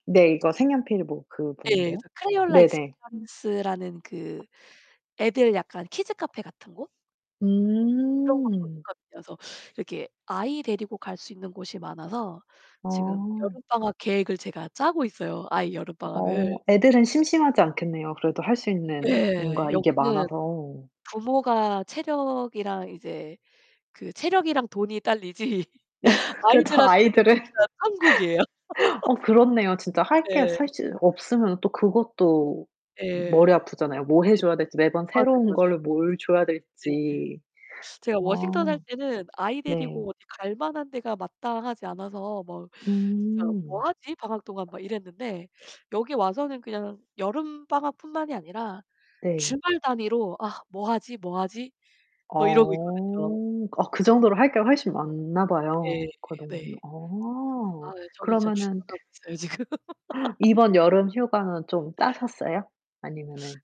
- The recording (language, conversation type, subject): Korean, unstructured, 어린 시절 여름 방학 중 가장 기억에 남는 이야기는 무엇인가요?
- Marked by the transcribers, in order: in English: "Crayola Experience"; tapping; other background noise; distorted speech; static; laughing while speaking: "돈이 딸리지 아이들한테는 진짜 천국이에요"; laugh; laughing while speaking: "그쵸. 아이들은"; laugh; gasp; laugh